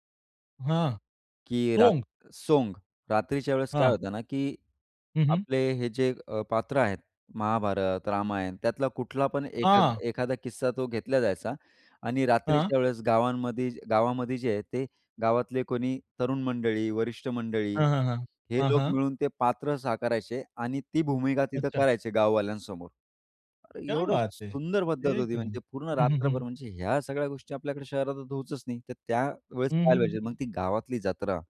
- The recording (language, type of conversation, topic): Marathi, podcast, तुमच्या संस्कृतीतील कोणत्या गोष्टींचा तुम्हाला सर्वात जास्त अभिमान वाटतो?
- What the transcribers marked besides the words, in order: other background noise; surprised: "सोंग"; tapping